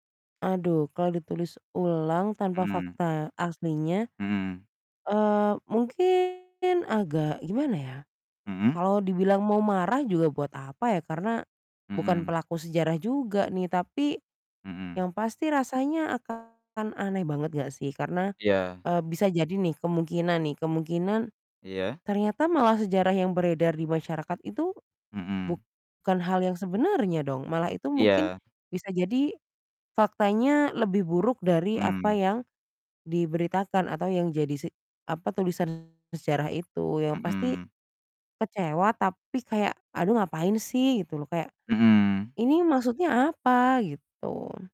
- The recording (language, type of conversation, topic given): Indonesian, unstructured, Bagaimana jadinya jika sejarah ditulis ulang tanpa berlandaskan fakta yang sebenarnya?
- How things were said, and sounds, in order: distorted speech; static